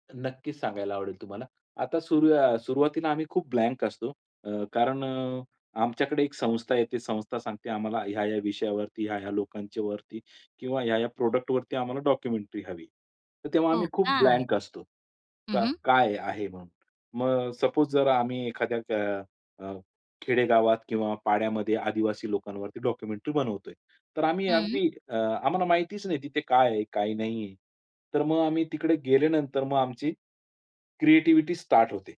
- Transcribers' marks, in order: in English: "ब्लँक"; in English: "प्रॉडक्टवरती"; in English: "डॉक्युमेंटरी"; in English: "ब्लँक"; in English: "सपोज"; in English: "डॉक्युमेंटरी"
- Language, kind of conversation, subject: Marathi, podcast, तुमची सर्जनशील प्रक्रिया साधारणपणे कशी असते?